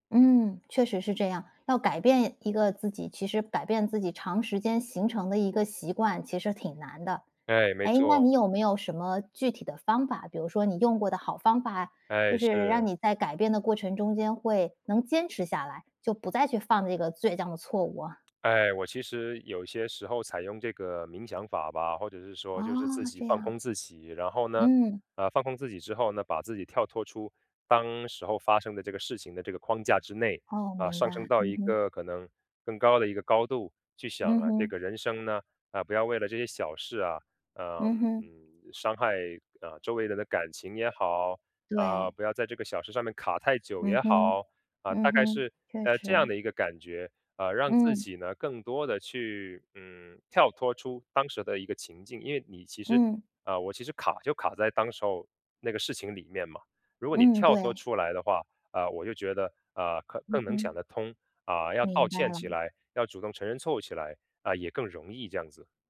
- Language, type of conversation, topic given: Chinese, podcast, 你是在什么时候开始真正认识自己的？
- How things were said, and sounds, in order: "犯" said as "放"